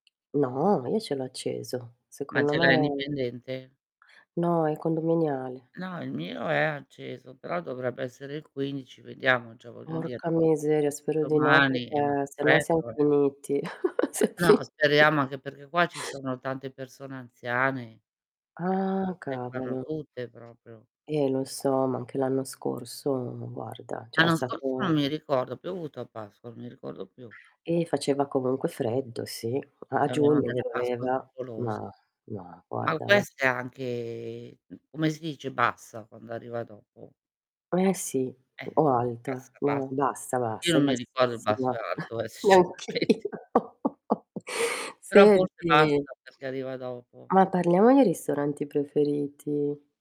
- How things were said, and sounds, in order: tapping; distorted speech; other background noise; chuckle; laughing while speaking: "Siam fini"; chuckle; unintelligible speech; "cioè" said as "ceh"; drawn out: "anche"; laughing while speaking: "sinceramente"; laughing while speaking: "Neanch'io"; laugh
- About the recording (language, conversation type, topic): Italian, unstructured, Come hai scoperto il tuo ristorante preferito?